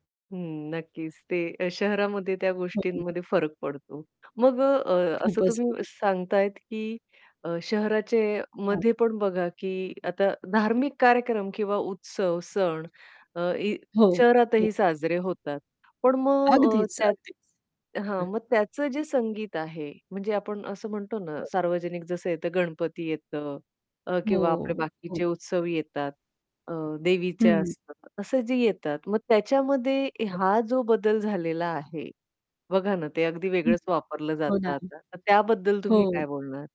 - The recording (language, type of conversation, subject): Marathi, podcast, तुम्हाला शहर आणि गावातील संगीताचे भेद कसे दिसतात?
- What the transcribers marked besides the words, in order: static